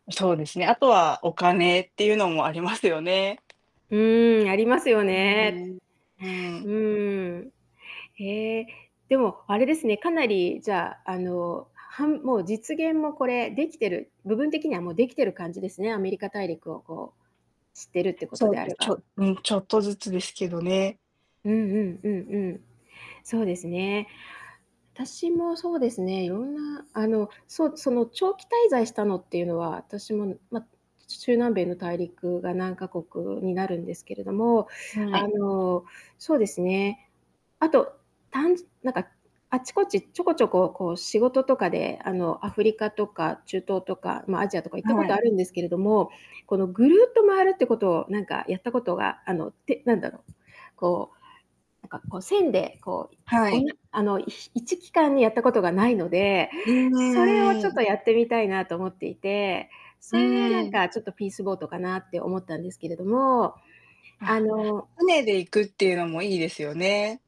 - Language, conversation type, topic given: Japanese, unstructured, いつか挑戦してみたいことは何ですか？
- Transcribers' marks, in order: other background noise; static; distorted speech; tapping